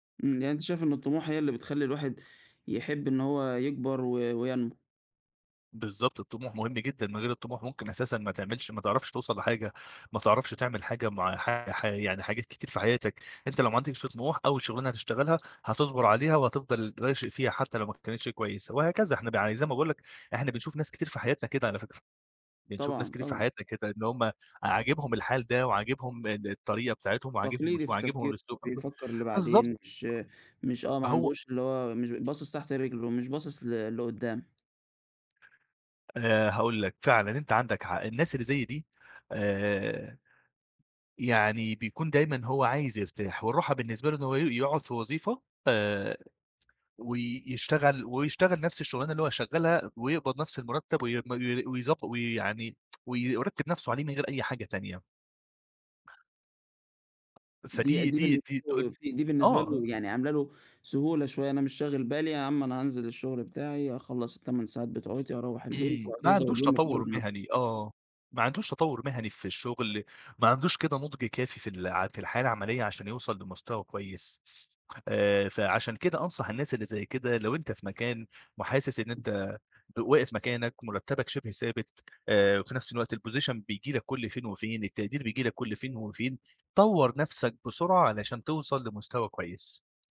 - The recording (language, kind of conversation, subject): Arabic, podcast, إيه اللي خلاك تختار النمو بدل الراحة؟
- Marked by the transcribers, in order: other background noise; unintelligible speech; tapping; tsk; unintelligible speech; in English: "الposition"